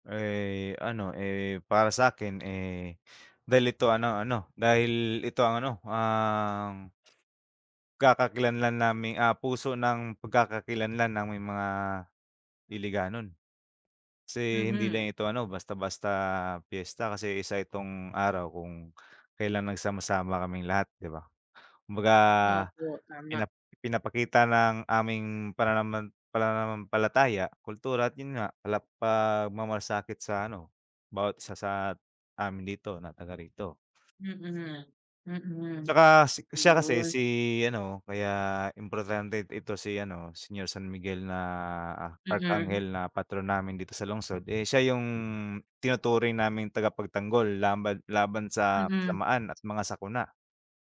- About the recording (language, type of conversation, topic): Filipino, unstructured, Ano ang pinakamahalagang tradisyon sa inyong lugar?
- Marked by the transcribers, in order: other background noise; wind